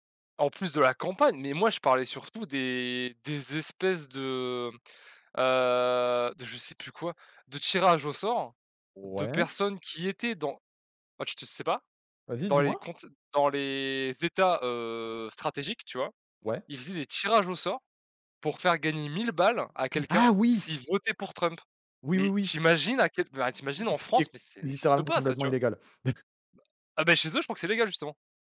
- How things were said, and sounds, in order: chuckle
- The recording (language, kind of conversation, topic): French, unstructured, Penses-tu que les géants du numérique ont trop de pouvoir ?